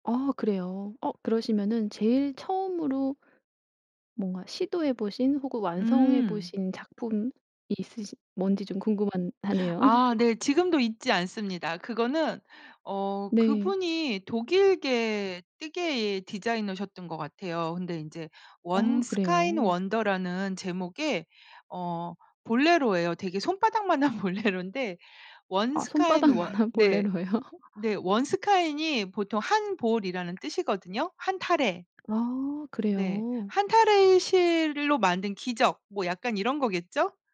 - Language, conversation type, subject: Korean, podcast, 요즘 빠진 취미가 뭐예요?
- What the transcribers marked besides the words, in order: other background noise; laughing while speaking: "볼레로인데"; laughing while speaking: "손바닥만한 볼레로요?"; laugh